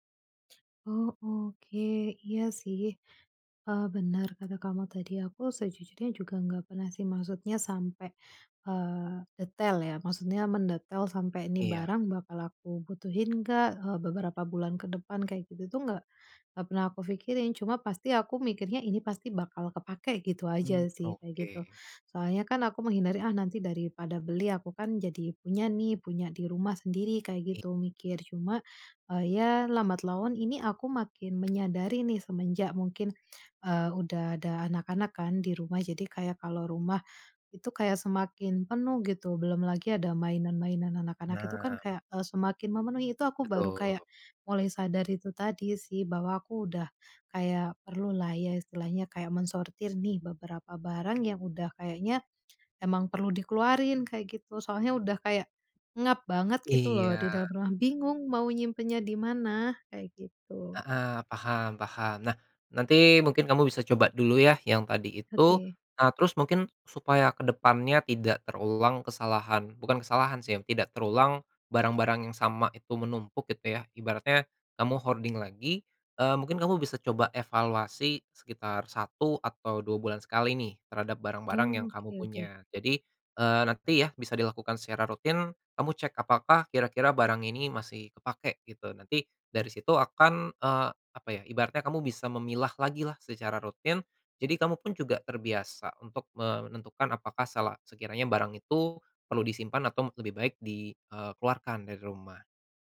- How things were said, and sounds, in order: other background noise; lip smack; lip smack; "pengap" said as "engap"; in English: "hoarding"
- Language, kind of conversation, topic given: Indonesian, advice, Bagaimana cara menentukan barang mana yang perlu disimpan dan mana yang sebaiknya dibuang di rumah?